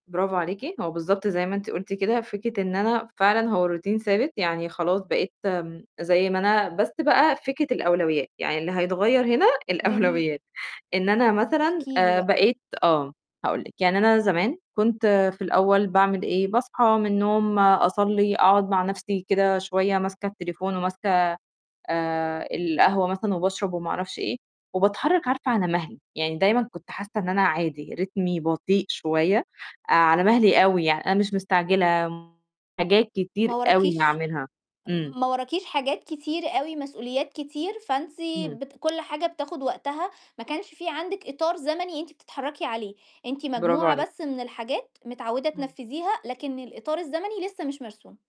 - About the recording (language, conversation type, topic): Arabic, podcast, إيه هو روتينك الصبح العادي؟
- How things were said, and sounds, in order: in English: "routine"; laughing while speaking: "الأولويّات"; in English: "رتمي"; unintelligible speech; tapping